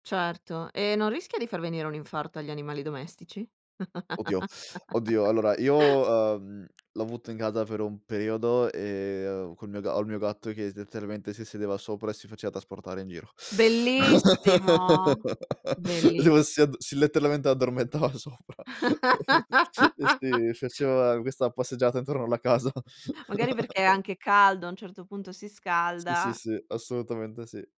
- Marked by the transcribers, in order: other background noise; inhale; chuckle; "periodo" said as "peodo"; "trasportare" said as "tasportare"; laugh; laugh; laughing while speaking: "addormentava sopra"; chuckle; chuckle
- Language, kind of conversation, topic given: Italian, podcast, Quali tecnologie renderanno più facile la vita degli anziani?